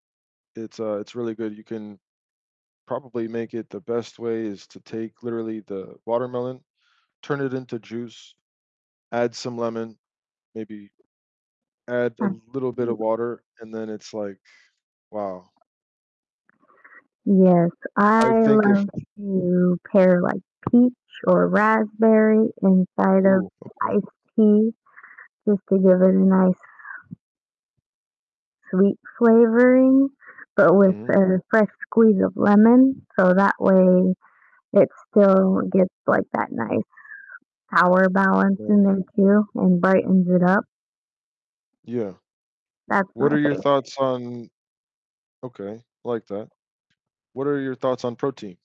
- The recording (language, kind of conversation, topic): English, unstructured, How do our food and drink choices reflect who we are and what we hope for?
- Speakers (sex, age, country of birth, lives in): female, 25-29, United States, United States; male, 35-39, United States, United States
- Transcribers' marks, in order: other background noise; tapping; distorted speech